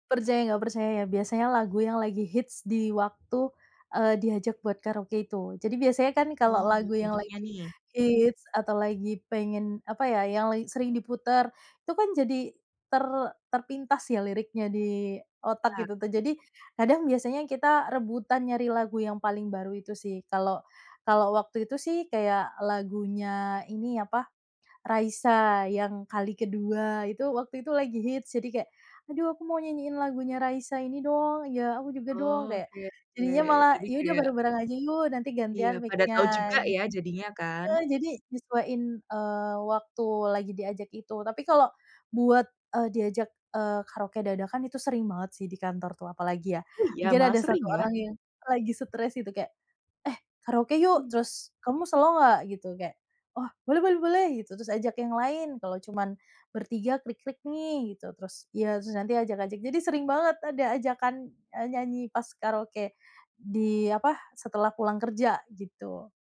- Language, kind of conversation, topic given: Indonesian, podcast, Lagu apa yang selalu kamu nyanyikan saat karaoke?
- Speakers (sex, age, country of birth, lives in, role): female, 25-29, Indonesia, Indonesia, host; female, 30-34, Indonesia, Indonesia, guest
- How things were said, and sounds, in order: other background noise